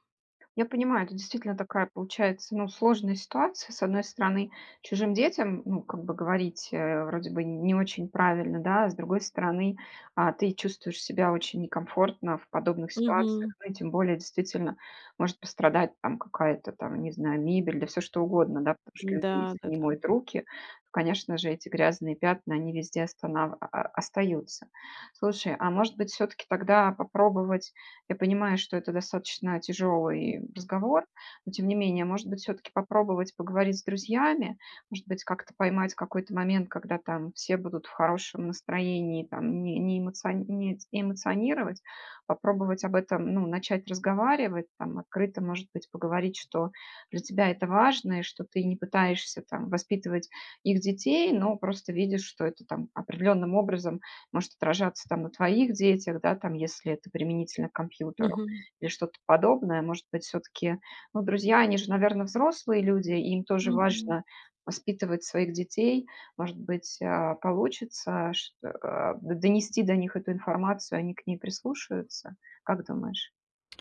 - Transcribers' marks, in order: none
- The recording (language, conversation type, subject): Russian, advice, Как сказать другу о его неудобном поведении, если я боюсь конфликта?
- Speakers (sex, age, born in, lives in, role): female, 35-39, Ukraine, United States, user; female, 45-49, Russia, Mexico, advisor